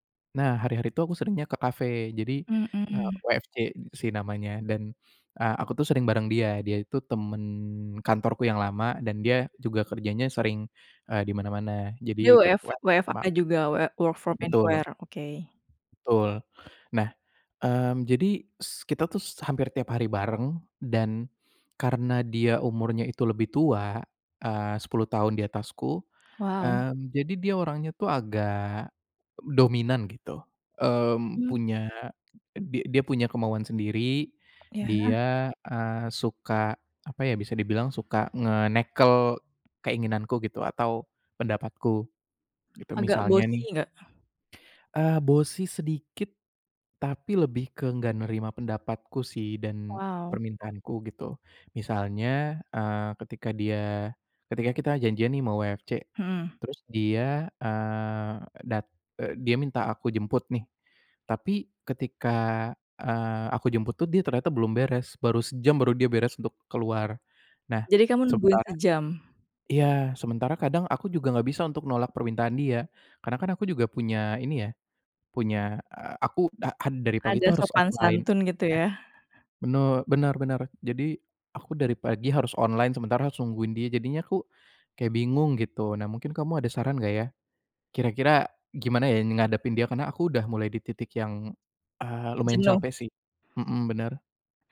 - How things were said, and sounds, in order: in English: "work from anywhere"; other background noise; tapping; in English: "bossy"; in English: "bossy"; in English: "offline"
- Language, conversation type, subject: Indonesian, advice, Bagaimana cara mengatakan tidak pada permintaan orang lain agar rencanamu tidak terganggu?